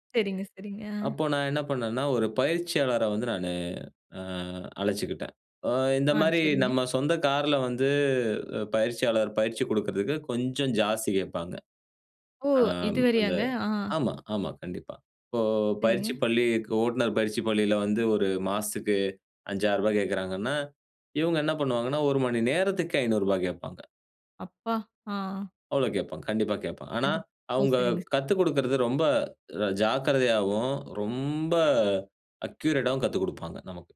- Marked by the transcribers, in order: drawn out: "வந்து"; drawn out: "ரொம்ப"; in English: "அக்யூரேட்டாவும்"
- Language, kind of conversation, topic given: Tamil, podcast, பயத்தை சாதனையாக மாற்றிய அனுபவம் உண்டா?